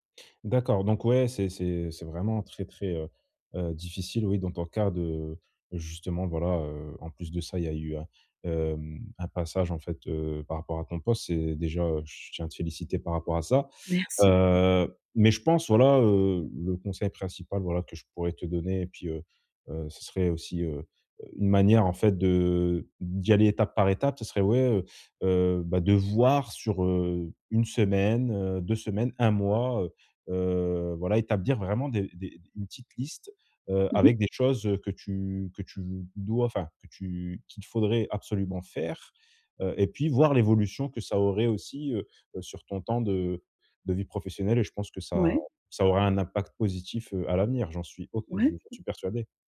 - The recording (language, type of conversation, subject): French, advice, Comment puis-je mieux séparer mon temps de travail de ma vie personnelle ?
- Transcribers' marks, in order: other background noise; unintelligible speech; drawn out: "Heu"; drawn out: "de"; stressed: "voir"; stressed: "un mois"; drawn out: "heu"; stressed: "faire"